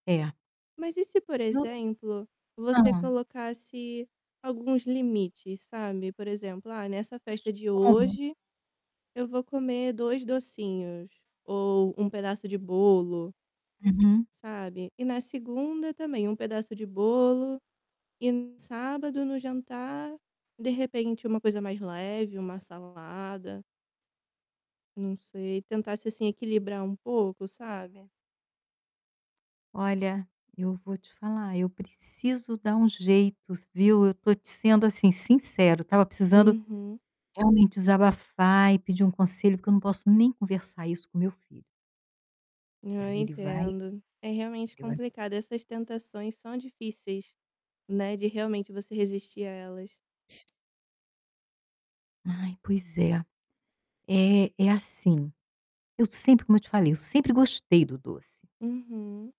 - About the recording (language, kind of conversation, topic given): Portuguese, advice, Como posso resistir às tentações em eventos sociais e festas?
- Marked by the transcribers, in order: distorted speech; tapping; other background noise